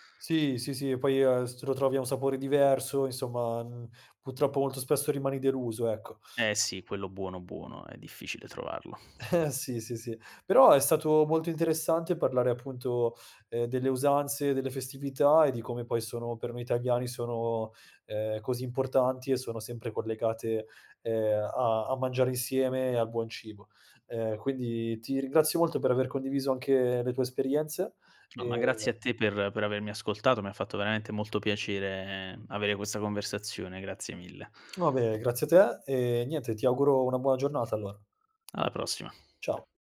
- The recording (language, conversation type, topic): Italian, podcast, Qual è il ruolo delle feste nel legame col cibo?
- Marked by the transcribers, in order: "purtroppo" said as "putroppo"; laughing while speaking: "Eh"; background speech; tapping